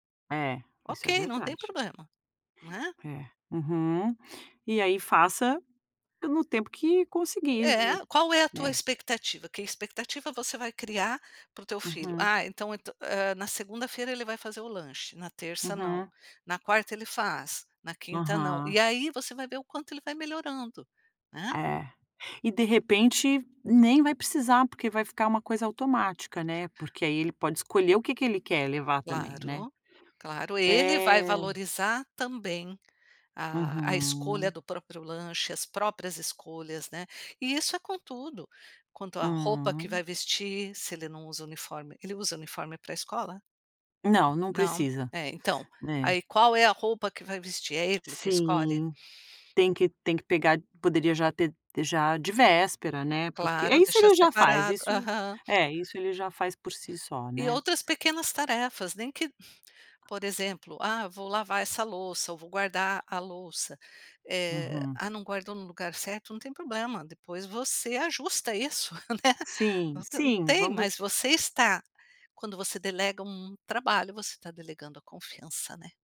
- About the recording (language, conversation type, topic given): Portuguese, advice, Como posso superar a dificuldade de delegar tarefas no trabalho ou em casa?
- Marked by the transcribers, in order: other background noise; tapping; drawn out: "Uhum"; laugh